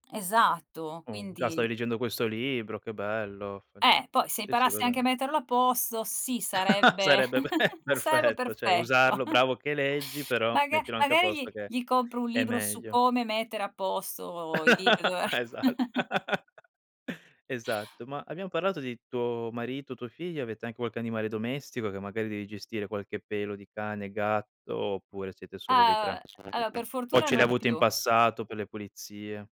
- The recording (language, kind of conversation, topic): Italian, podcast, Qual è la tua routine per riordinare velocemente prima che arrivino degli ospiti?
- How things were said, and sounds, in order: unintelligible speech; unintelligible speech; laugh; laughing while speaking: "be"; chuckle; "cioè" said as "ceh"; chuckle; laugh; laughing while speaking: "Esatt"; laugh; chuckle; unintelligible speech